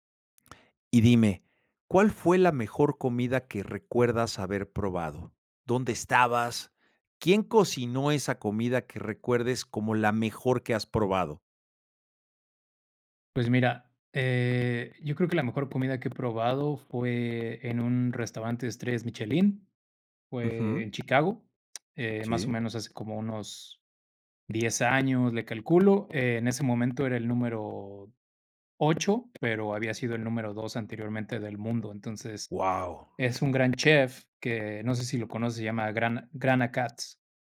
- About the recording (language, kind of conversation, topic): Spanish, podcast, ¿Cuál fue la mejor comida que recuerdas haber probado?
- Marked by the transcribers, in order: tapping